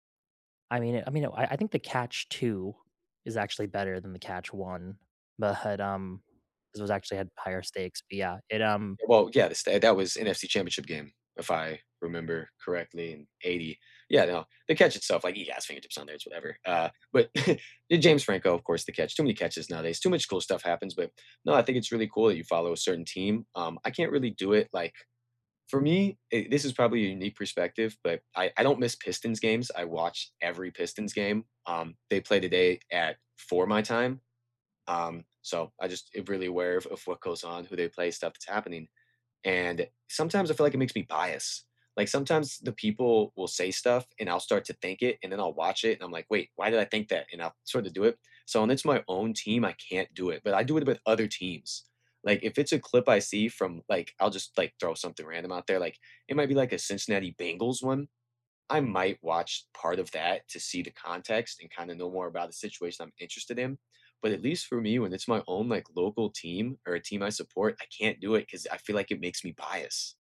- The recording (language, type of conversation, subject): English, unstructured, Which podcasts or YouTube channels always brighten your day, and what about them makes you smile?
- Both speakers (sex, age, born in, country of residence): male, 20-24, United States, United States; male, 20-24, United States, United States
- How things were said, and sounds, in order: laugh